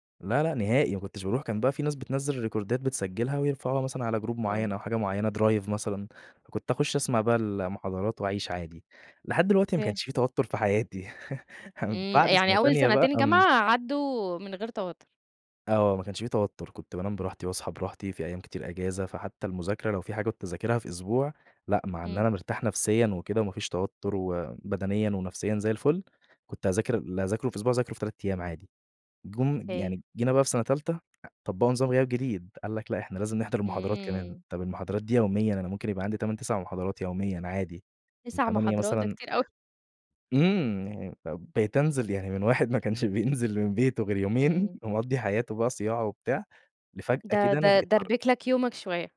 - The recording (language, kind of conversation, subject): Arabic, podcast, لما بتحس بتوتر فجأة، بتعمل إيه؟
- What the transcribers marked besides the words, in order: in English: "الريكوردات"; in English: "group"; chuckle; unintelligible speech; tapping